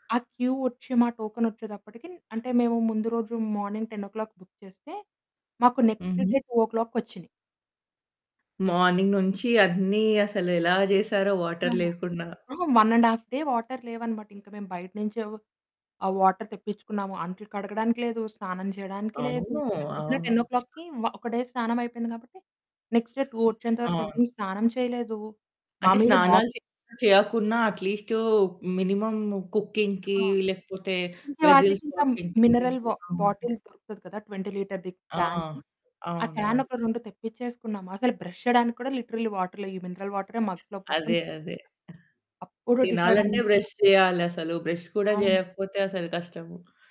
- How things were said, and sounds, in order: in English: "క్యూ"; in English: "టోకెన్"; in English: "మార్నింగ్ టెన్ ఓ క్లాక్‌కి బుక్"; in English: "నెక్స్ట్ డే టు ఓ క్లాక్‌కి"; other background noise; in English: "మార్నింగ్"; in English: "వాటర్"; in English: "వన్ అండ్ హఫ్ డే వాటర్"; in English: "వాటర్"; in English: "టెన్ ఓ క్లాక్‌కి"; in English: "డే"; in English: "నెక్స్ట్ డే టు"; in English: "మినిమమ్ కుకింగ్‌కి"; static; in English: "మినరల్ వా బాటిల్"; in English: "వెజెల్స్ వాషింగ్‌కి"; in English: "ట్వెంటి లీటర్‌ది"; in English: "బ్రష్"; in English: "లిటరల్లీ వాటర్"; in English: "మగ్స్‌లో"; in English: "బ్రష్"; in English: "బ్రష్"
- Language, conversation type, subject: Telugu, podcast, మీ ఇంట్లో నీటిని ఎలా ఆదా చేస్తారు?